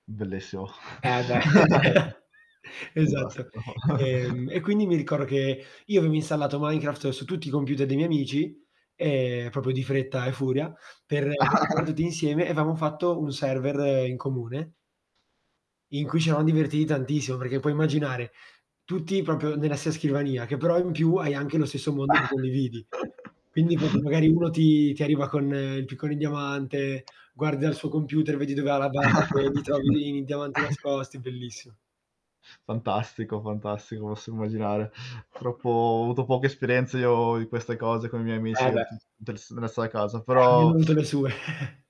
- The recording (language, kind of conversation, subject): Italian, unstructured, Qual è il ricordo più bello della tua infanzia?
- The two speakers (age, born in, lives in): 18-19, Italy, Italy; 25-29, Italy, Italy
- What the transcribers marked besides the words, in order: static; laugh; chuckle; tapping; chuckle; other background noise; "proprio" said as "propio"; distorted speech; laugh; "avevamo" said as "vamo"; "proprio" said as "propio"; chuckle; "proprio" said as "propio"; chuckle; unintelligible speech; unintelligible speech; chuckle